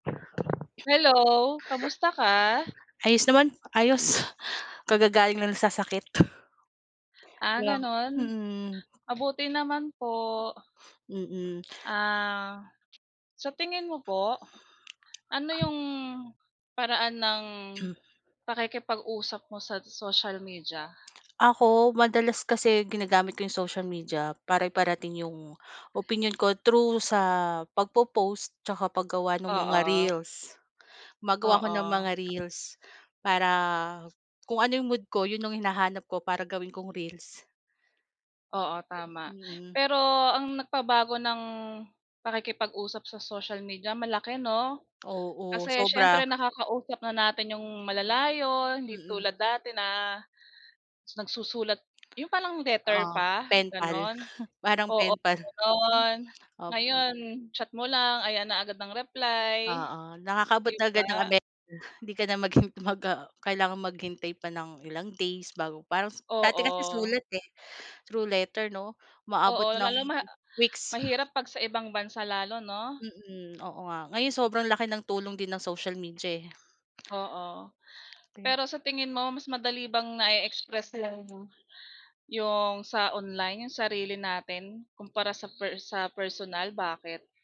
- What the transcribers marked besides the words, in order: other background noise; joyful: "Hello, kamusta ka?"; tapping; inhale; in English: "penpal"; scoff; in English: "penpal"; chuckle; snort; scoff; in English: "days"; in English: "through letter"; horn; in English: "weeks"; exhale
- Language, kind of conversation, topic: Filipino, unstructured, Ano ang palagay mo sa epekto ng midyang panlipunan sa ating komunikasyon?